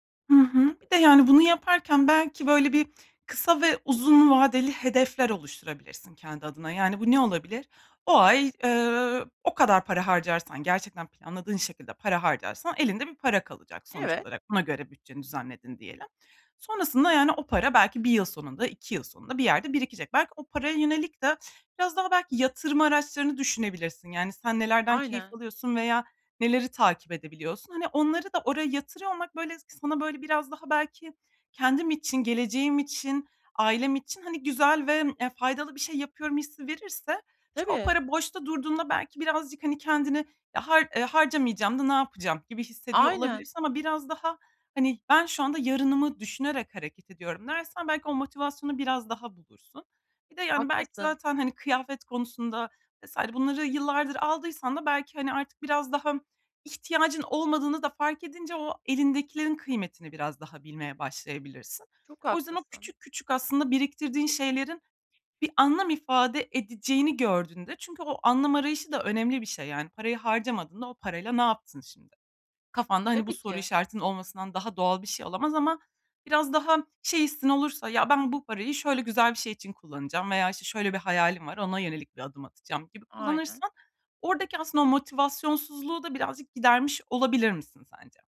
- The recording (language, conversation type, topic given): Turkish, advice, Tasarruf yapma isteği ile yaşamdan keyif alma dengesini nasıl kurabilirim?
- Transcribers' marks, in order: other background noise; tapping